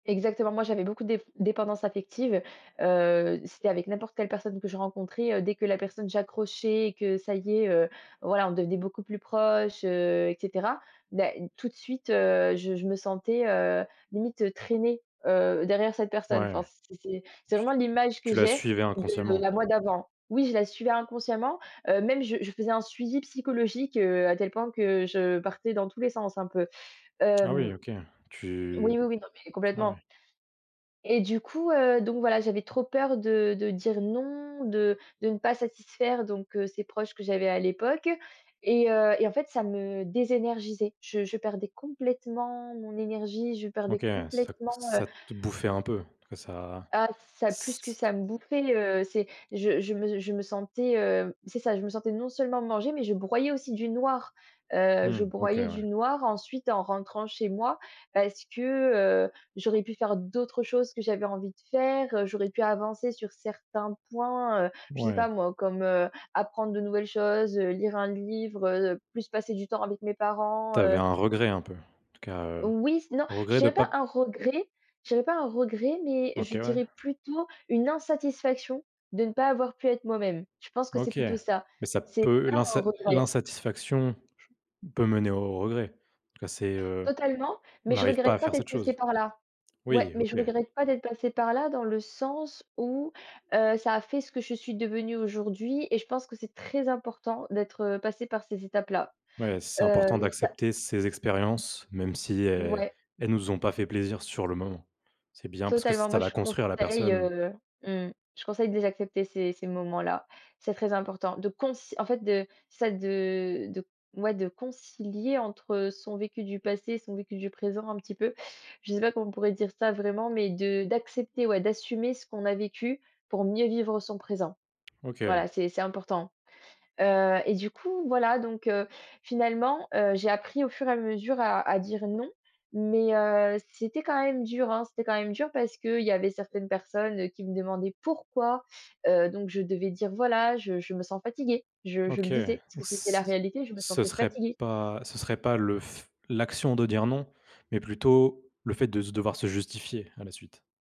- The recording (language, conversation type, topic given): French, podcast, Comment dire non sans culpabiliser ?
- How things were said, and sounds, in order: tapping; stressed: "très"